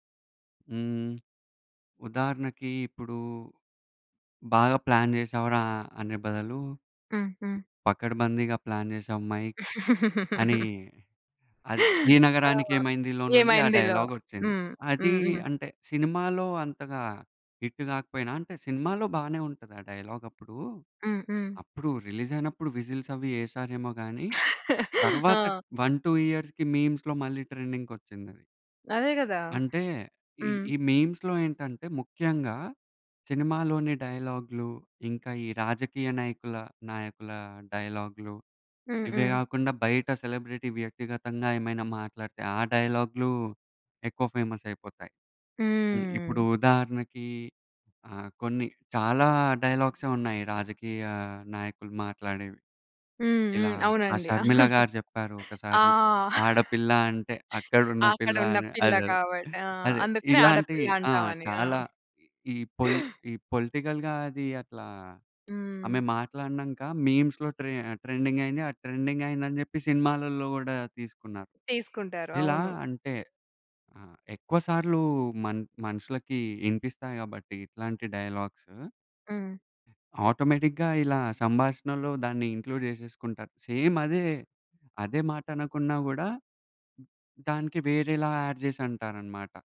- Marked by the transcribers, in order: tapping; in English: "ప్లాన్"; other background noise; in English: "ప్లాన్"; in English: "మైక్"; giggle; in English: "డైలాగ్"; in English: "హిట్"; in English: "డైలాగ్"; in English: "రిలీజ్"; in English: "విజిల్స్"; in English: "వన్ టూ ఇయర్స్‌కి మీమ్స్‌లో"; chuckle; in English: "మీమ్స్‌లో"; in English: "సెలబ్రిటీ"; in English: "ఫేమస్"; in English: "డైలాగ్స"; chuckle; laugh; in English: "పోలి పొలిటికల్‌గా"; in English: "మీమ్స్‌లో ట్రే ట్రెండింగ్"; in English: "ట్రెండింగ్"; in English: "ఆటోమేటిక్‌గా"; in English: "ఇంక్లూడ్"; in English: "సేమ్"; in English: "యాడ్"
- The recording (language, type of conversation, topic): Telugu, podcast, ఇంటర్నెట్‌లోని మీమ్స్ మన సంభాషణ తీరును ఎలా మార్చాయని మీరు భావిస్తారు?